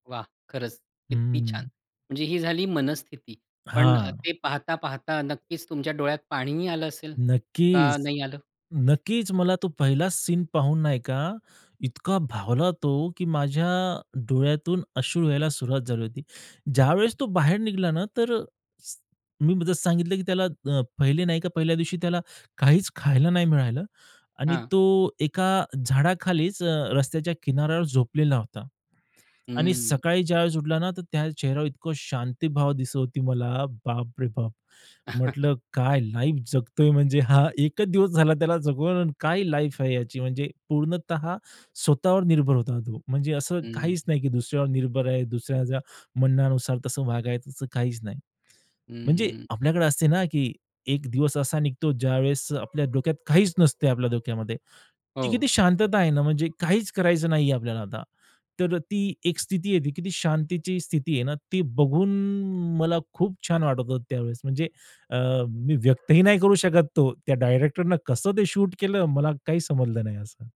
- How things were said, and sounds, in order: tapping; "निघाला" said as "निघला"; other background noise; in English: "लाईफ"; chuckle; in English: "लाईफ"; dog barking; in English: "शूट"
- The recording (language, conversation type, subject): Marathi, podcast, एखाद्या चित्रपटातील एखाद्या दृश्याने तुमच्यावर कसा ठसा उमटवला?